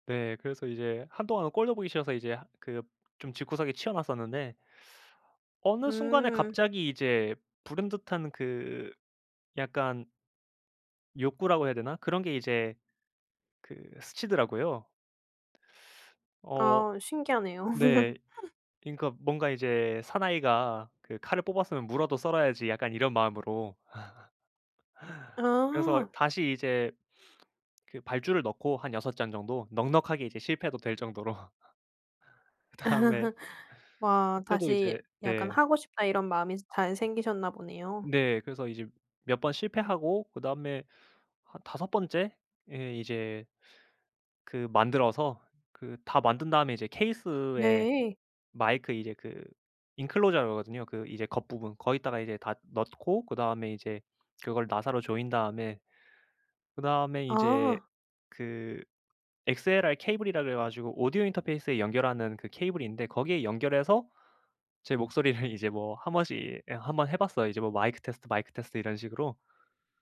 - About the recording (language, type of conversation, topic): Korean, podcast, 새로운 취미를 어떻게 시작하게 되셨나요?
- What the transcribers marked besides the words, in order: laugh; laugh; sniff; laugh; laughing while speaking: "그다음에"; laugh; in English: "인클로저라고"